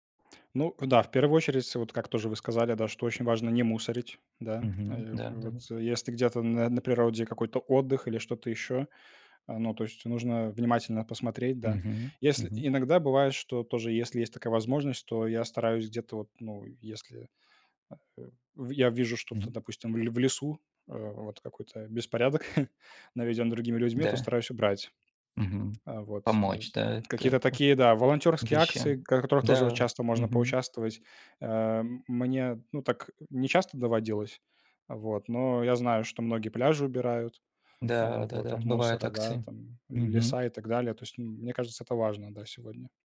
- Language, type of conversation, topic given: Russian, unstructured, Какие простые действия помогают сохранить природу?
- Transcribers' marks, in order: chuckle; tapping